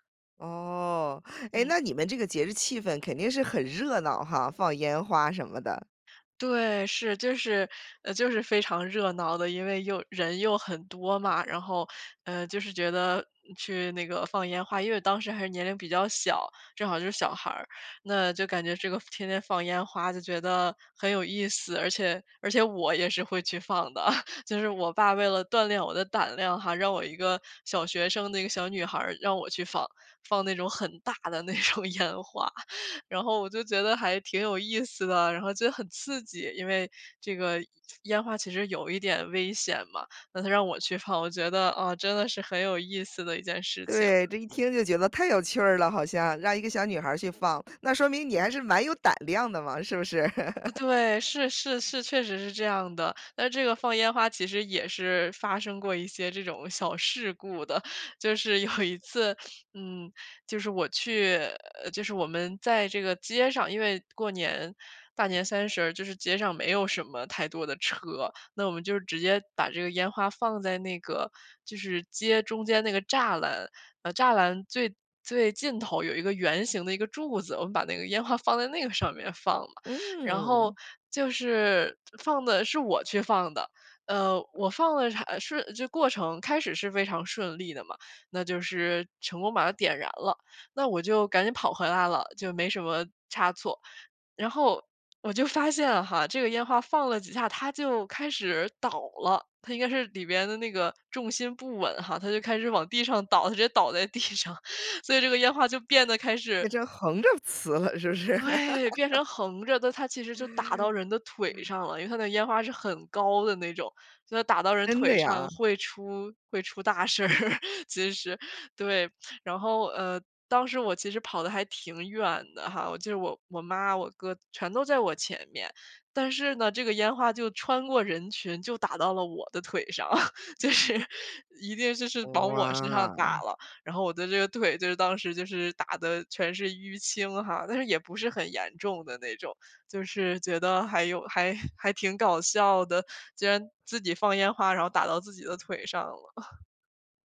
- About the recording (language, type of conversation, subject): Chinese, podcast, 能分享一次让你难以忘怀的节日回忆吗？
- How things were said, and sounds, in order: laughing while speaking: "放的"; chuckle; laughing while speaking: "那种"; other background noise; chuckle; laughing while speaking: "有"; laughing while speaking: "地上"; laugh; chuckle; chuckle; laughing while speaking: "就是"; chuckle